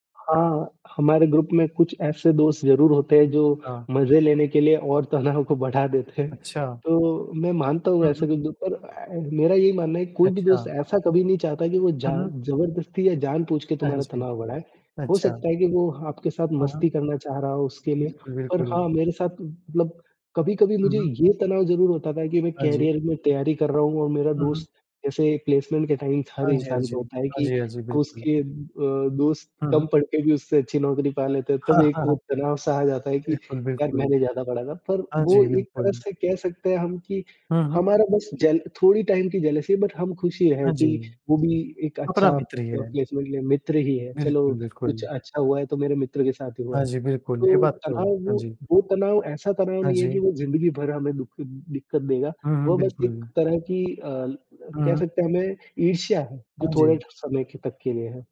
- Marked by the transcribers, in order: static; in English: "ग्रुप"; laughing while speaking: "और तनाव को बढ़ा देते हैं"; distorted speech; in English: "करियर"; in English: "प्लेसमेंट"; in English: "टाइम"; chuckle; in English: "टाइम"; in English: "जेलसी बट"; in English: "प्लेसमेंट"; other background noise
- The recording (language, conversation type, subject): Hindi, unstructured, क्या आपको लगता है कि दोस्तों से बात करने से तनाव कम होता है?